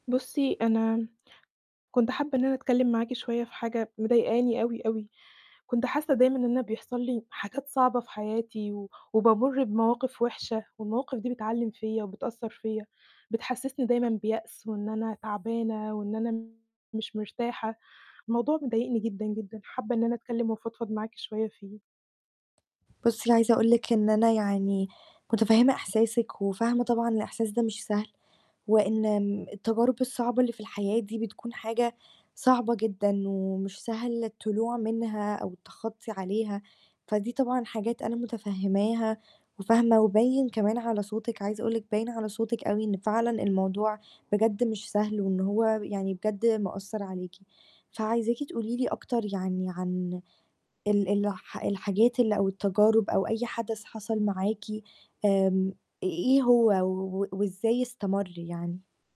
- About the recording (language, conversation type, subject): Arabic, advice, إزاي أقدر ألاقي معنى في التجارب الصعبة اللي بمرّ بيها؟
- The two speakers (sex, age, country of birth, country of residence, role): female, 18-19, Egypt, Greece, advisor; female, 20-24, Egypt, Egypt, user
- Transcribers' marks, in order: tapping; distorted speech; static